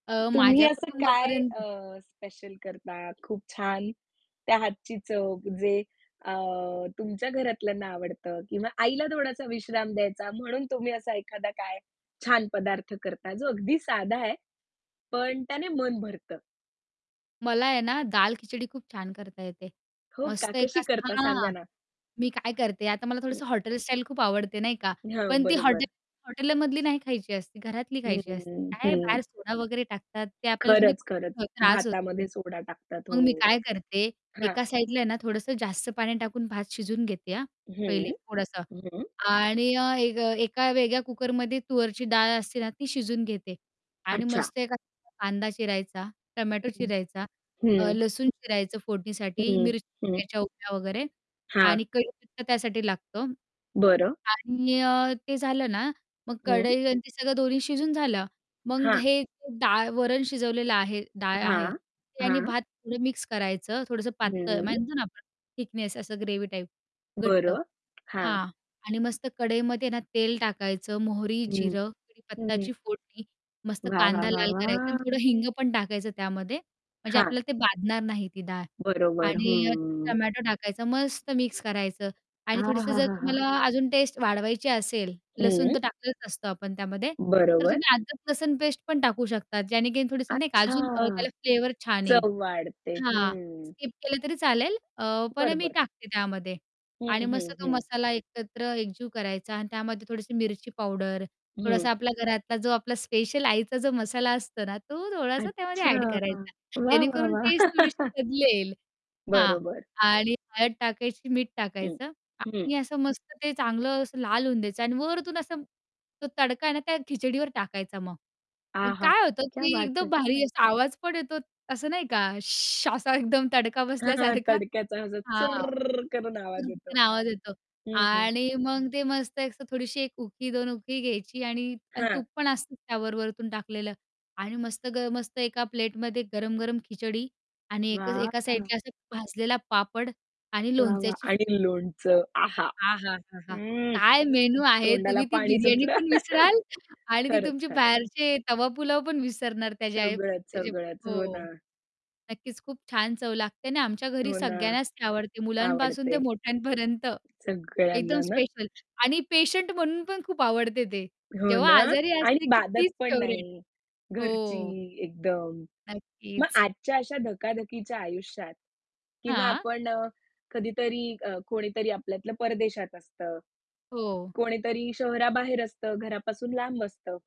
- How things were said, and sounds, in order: static; distorted speech; tapping; laugh; in Hindi: "क्या बात है!"; shush; laughing while speaking: "असा एकदम तडका बसल्यासारखा"; "उकळी" said as "उखी"; laugh; laughing while speaking: "मोठ्यांपर्यंत!"; in English: "फेव्हरेट"; horn
- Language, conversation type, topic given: Marathi, podcast, घरी बनवलेलं साधं जेवण तुला कसं वाटतं?